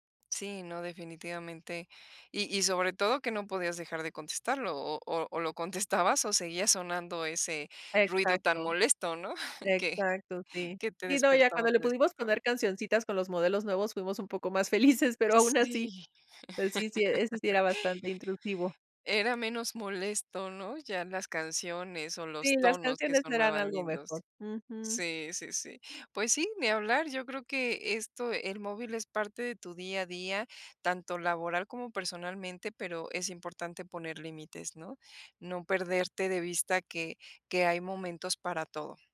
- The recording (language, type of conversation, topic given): Spanish, podcast, ¿Cómo organizas tu día para que el celular no te controle demasiado?
- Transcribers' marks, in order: chuckle; laughing while speaking: "felices"; laugh